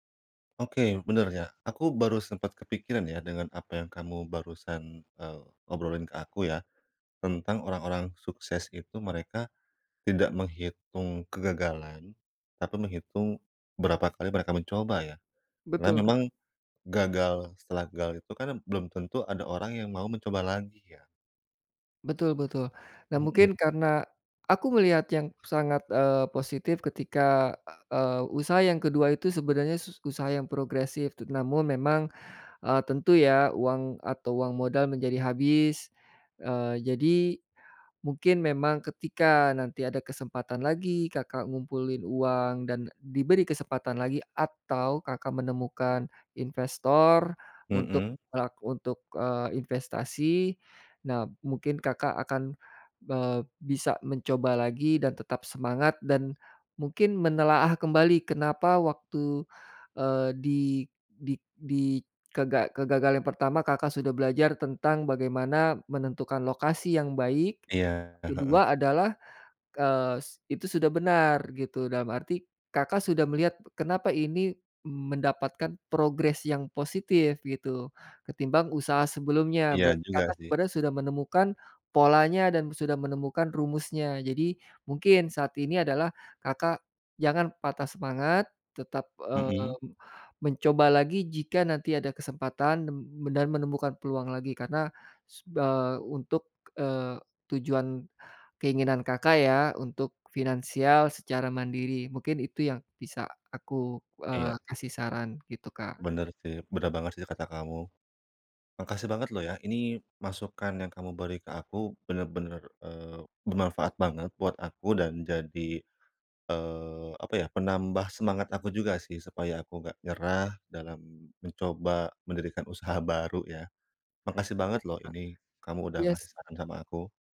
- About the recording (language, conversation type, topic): Indonesian, advice, Bagaimana cara bangkit dari kegagalan sementara tanpa menyerah agar kebiasaan baik tetap berjalan?
- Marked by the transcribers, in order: none